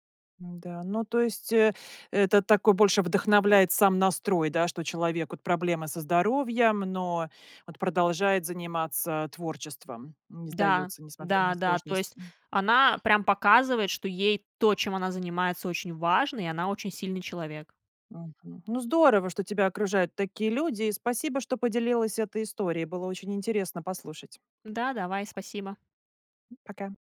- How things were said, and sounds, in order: other background noise; tapping
- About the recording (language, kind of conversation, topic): Russian, podcast, Какие приёмы помогли тебе не сравнивать себя с другими?